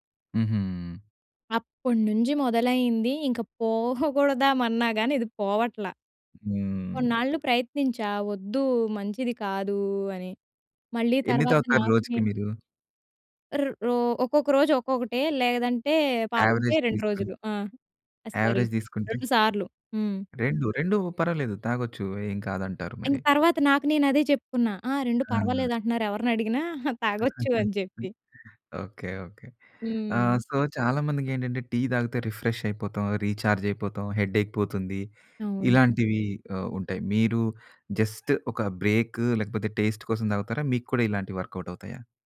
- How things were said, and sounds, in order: tapping; in English: "యావరేజ్"; in English: "సారీ"; in English: "యావరేజ్"; giggle; chuckle; in English: "సో"; in English: "రిఫ్రెష్"; in English: "రీచార్జ్"; in English: "హెడ్‌ఏక్"; in English: "జస్ట్"; in English: "బ్రేక్"; in English: "టేస్ట్"; in English: "వర్క‌ఔట్"
- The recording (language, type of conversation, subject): Telugu, podcast, కాఫీ లేదా టీ తాగే విషయంలో మీరు పాటించే అలవాట్లు ఏమిటి?